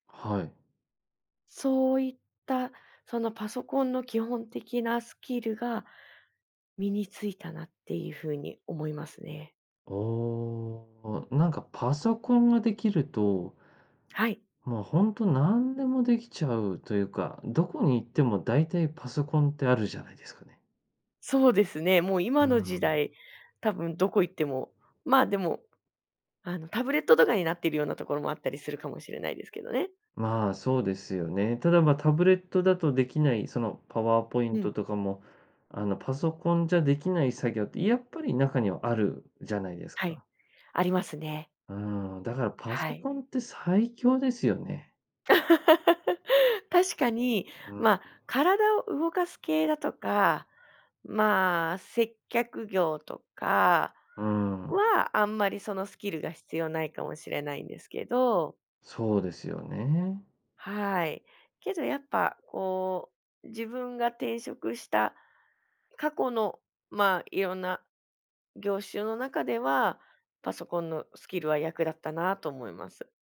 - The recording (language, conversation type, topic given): Japanese, podcast, スキルを他の業界でどのように活かせますか？
- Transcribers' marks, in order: other background noise; laugh